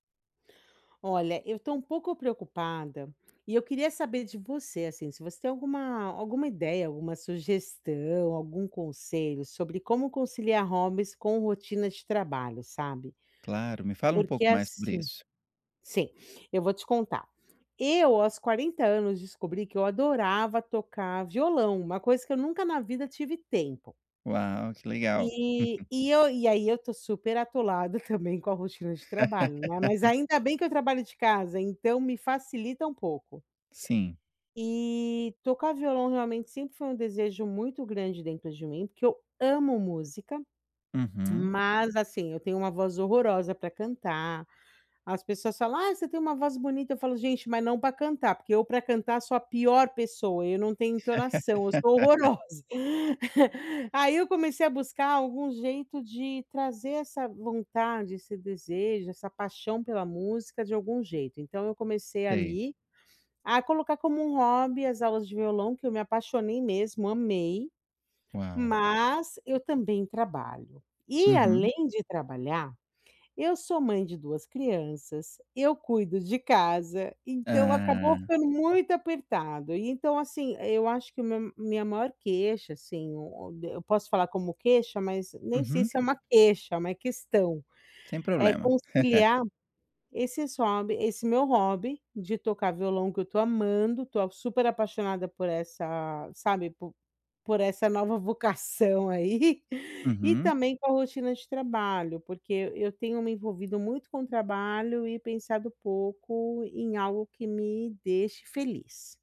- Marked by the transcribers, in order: other background noise; chuckle; laughing while speaking: "também"; laugh; tapping; laugh; chuckle; chuckle; laughing while speaking: "aí"
- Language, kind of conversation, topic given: Portuguese, advice, Como posso conciliar meus hobbies com a minha rotina de trabalho?